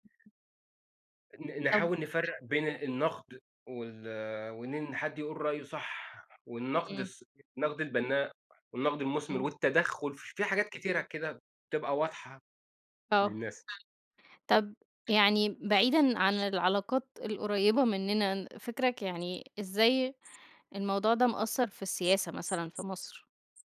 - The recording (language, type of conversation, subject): Arabic, unstructured, هل بتحس إن التعبير عن نفسك ممكن يعرضك للخطر؟
- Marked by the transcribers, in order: other background noise; background speech